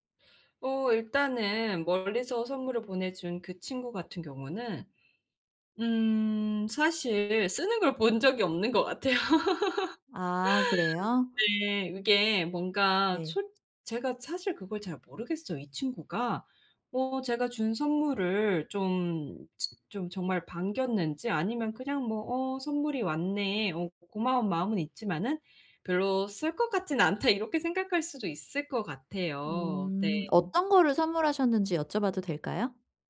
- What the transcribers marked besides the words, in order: other background noise; laughing while speaking: "같아요"; laugh
- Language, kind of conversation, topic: Korean, advice, 선물을 고르고 예쁘게 포장하려면 어떻게 하면 좋을까요?